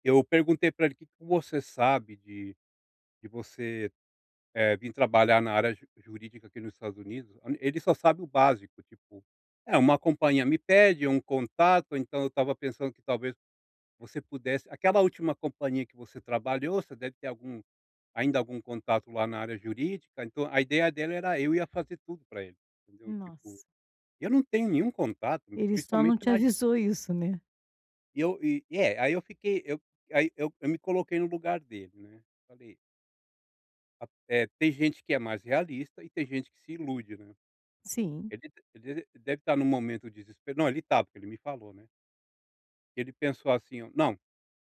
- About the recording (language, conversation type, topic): Portuguese, advice, Como posso escutar e confortar um amigo em crise emocional?
- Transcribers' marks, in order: none